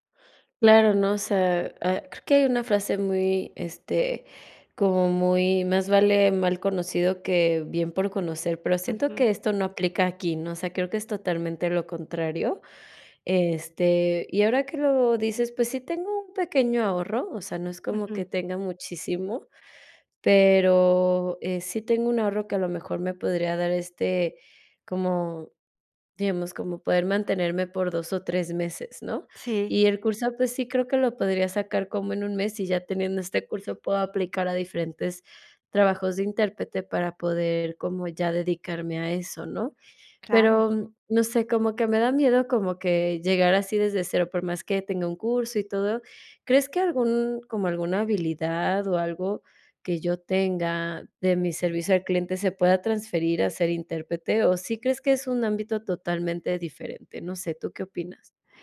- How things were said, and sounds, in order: none
- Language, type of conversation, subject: Spanish, advice, ¿Cómo puedo replantear mi rumbo profesional después de perder mi trabajo?